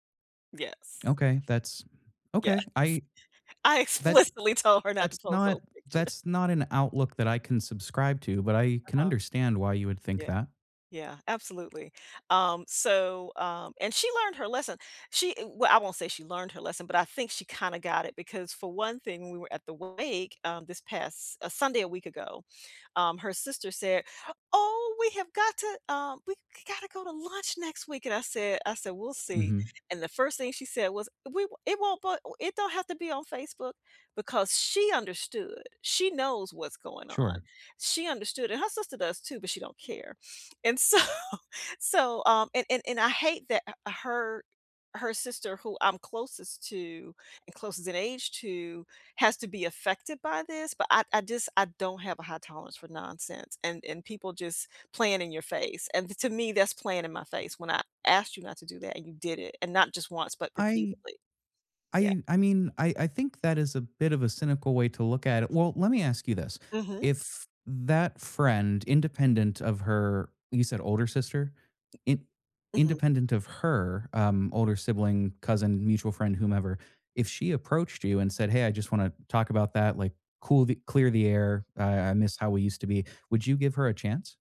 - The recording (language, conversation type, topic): English, unstructured, How do you handle disagreements with friends?
- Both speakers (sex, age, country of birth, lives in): female, 60-64, United States, United States; male, 35-39, United States, United States
- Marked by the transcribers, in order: laughing while speaking: "Yes. I explicitly told her not to post those pictures"; other background noise; laughing while speaking: "so"